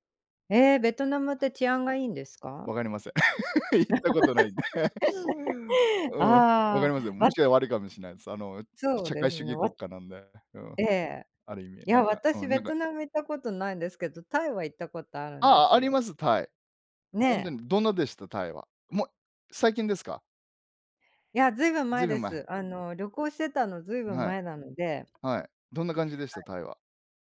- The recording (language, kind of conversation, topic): Japanese, unstructured, あなたの理想の旅行先はどこですか？
- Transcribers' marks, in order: tapping; laugh; laughing while speaking: "行ったことないんで"; laugh; other background noise